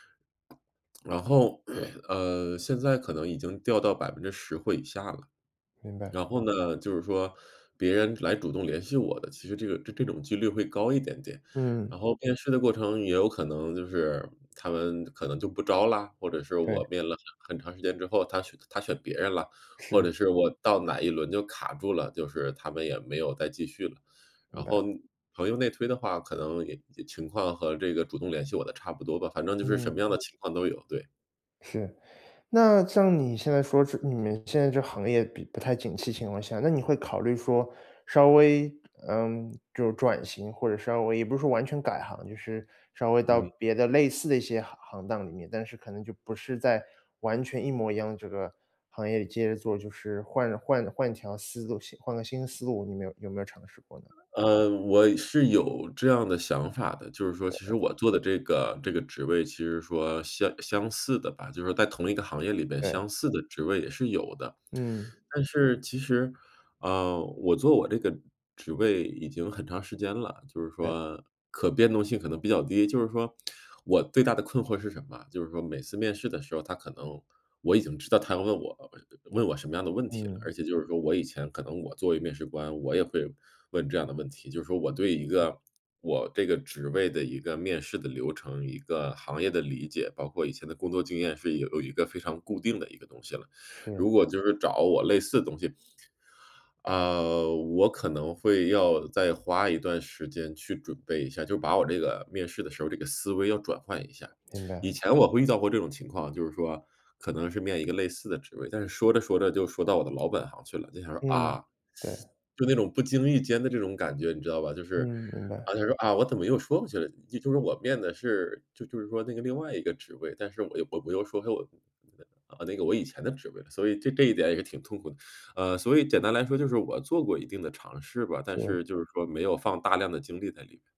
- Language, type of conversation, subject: Chinese, advice, 我该如何面对一次次失败，仍然不轻易放弃？
- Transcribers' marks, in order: other background noise; throat clearing; tongue click; other noise; teeth sucking; unintelligible speech